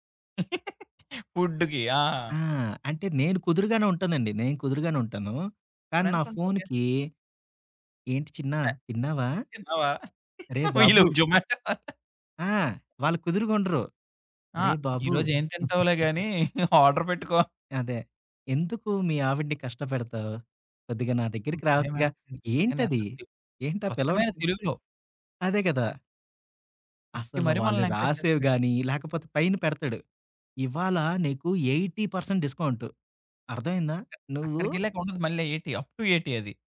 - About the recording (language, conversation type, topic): Telugu, podcast, పేపర్లు, బిల్లులు, రశీదులను మీరు ఎలా క్రమబద్ధం చేస్తారు?
- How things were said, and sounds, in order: laugh; tapping; laugh; in English: "జొమాటా"; other background noise; giggle; chuckle; in English: "ఆర్డర్"; unintelligible speech; in English: "ఎంకరేజ్"; in English: "ఎయిటీ పర్సంట్"; door; in English: "ఎయిటీ, అప్ టూ ఎయిటీ"